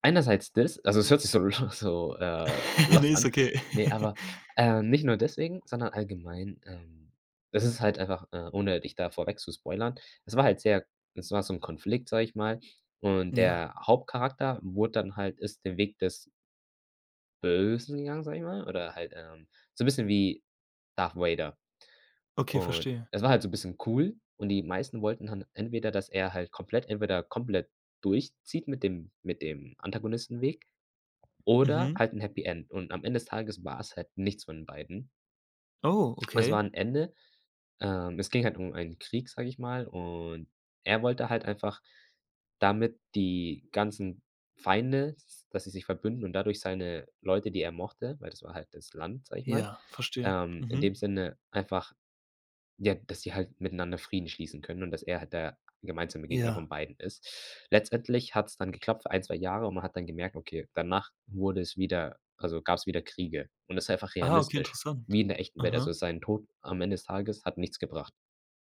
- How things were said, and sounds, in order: laugh
- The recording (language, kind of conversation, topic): German, podcast, Warum reagieren Fans so stark auf Serienenden?